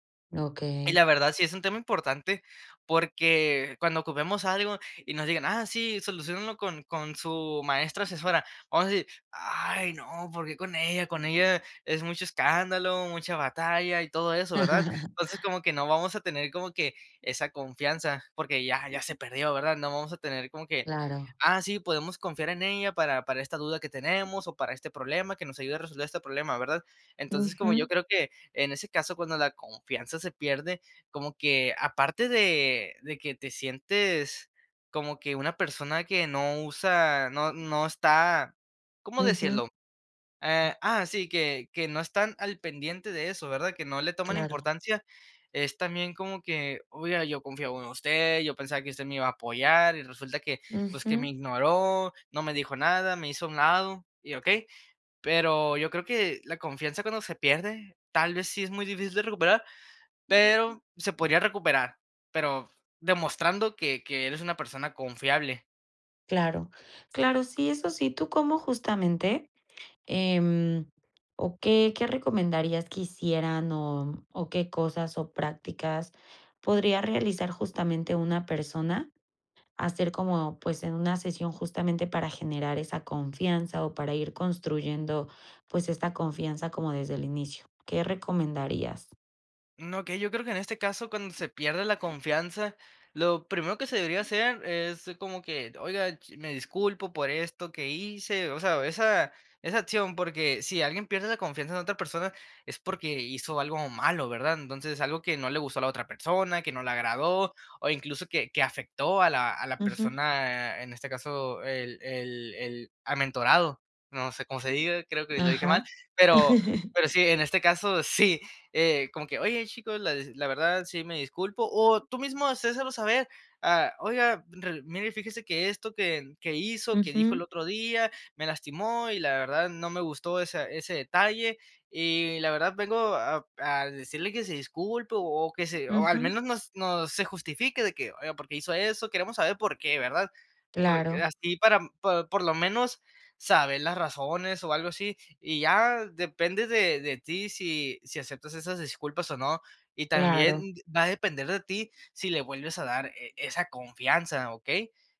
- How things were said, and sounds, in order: other background noise; chuckle; tapping; chuckle
- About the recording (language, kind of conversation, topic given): Spanish, podcast, ¿Qué papel juega la confianza en una relación de mentoría?